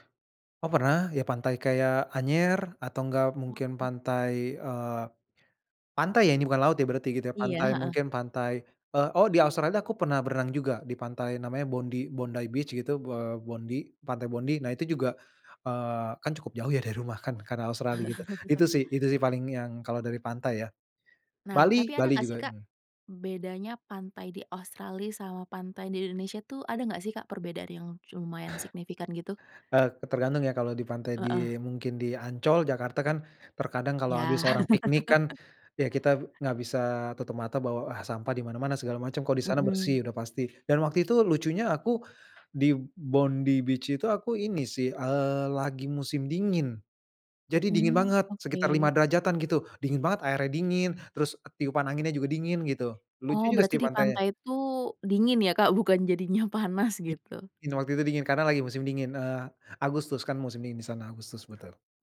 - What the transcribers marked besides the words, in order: "Australia" said as "australi"; chuckle; laugh; tapping
- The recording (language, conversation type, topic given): Indonesian, podcast, Apa hal sederhana di alam yang selalu membuatmu merasa tenang?